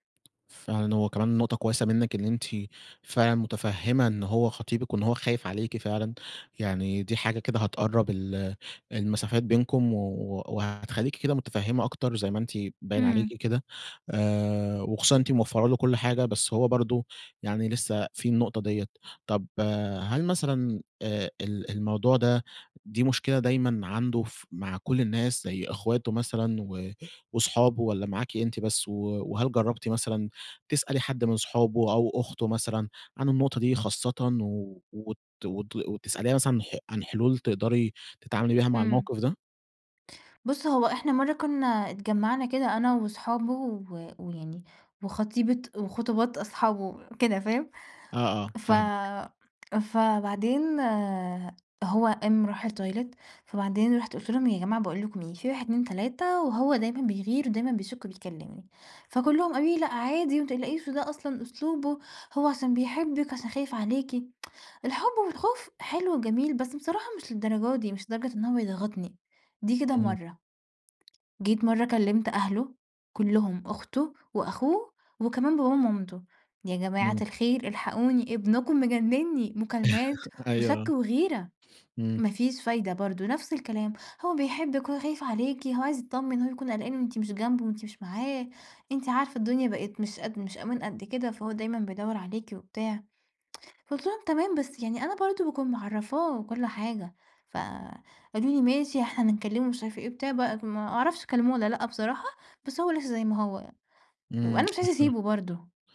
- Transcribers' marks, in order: tapping; in English: "الToilet"; tsk; chuckle; tsk; unintelligible speech
- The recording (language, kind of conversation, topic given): Arabic, advice, ازاي الغيرة الزيادة أثرت على علاقتك؟